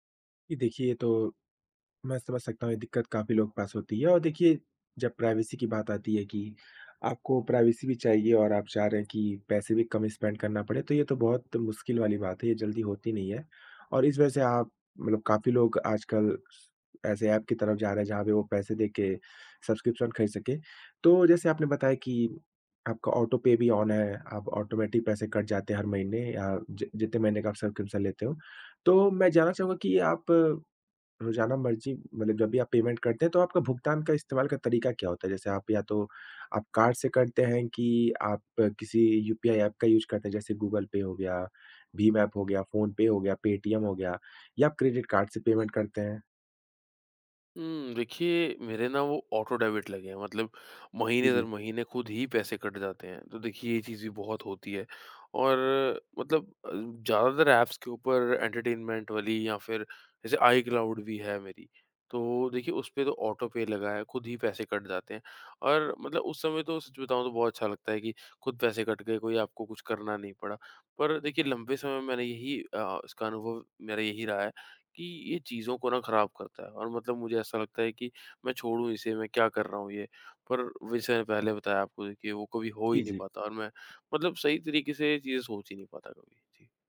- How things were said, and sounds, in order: tapping; in English: "प्राइवेसी"; in English: "प्राइवेसी"; in English: "स्पेंड"; in English: "सब्सक्रिप्शन"; in English: "ऑटो पे"; in English: "ऑन"; in English: "ऑटोमैटिक"; in English: "सब्सक्रिप्शन"; in English: "पेमेंट"; in English: "यूज़"; in English: "पेमेंट"; in English: "ऑटो डेबिट"; in English: "एंटरटेनमेंट"; in English: "ऑटो पे"
- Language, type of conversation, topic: Hindi, advice, सब्सक्रिप्शन रद्द करने में आपको किस तरह की कठिनाई हो रही है?